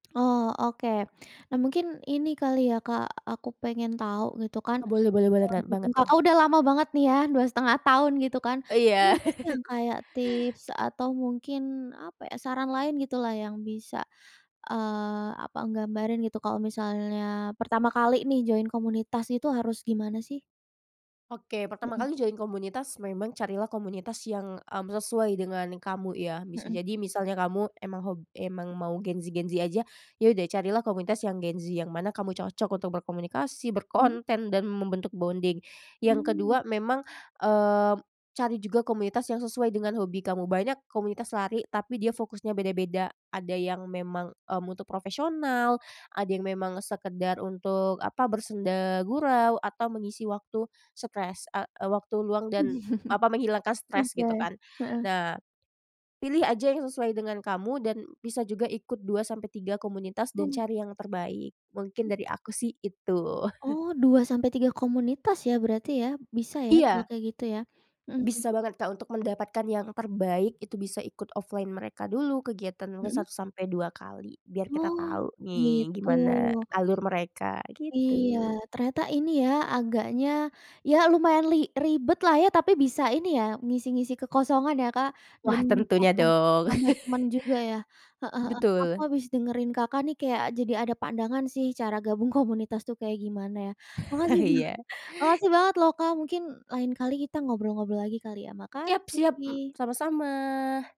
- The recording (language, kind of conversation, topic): Indonesian, podcast, Bagaimana cara bergabung dengan komunitas yang cocok untuk hobimu?
- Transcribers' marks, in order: tapping; unintelligible speech; laugh; in English: "join"; in English: "join"; laughing while speaking: "berkonten"; in English: "bonding"; chuckle; chuckle; in English: "offline"; other background noise; chuckle; laughing while speaking: "komunitas"; chuckle; laughing while speaking: "Iya"; laughing while speaking: "banget"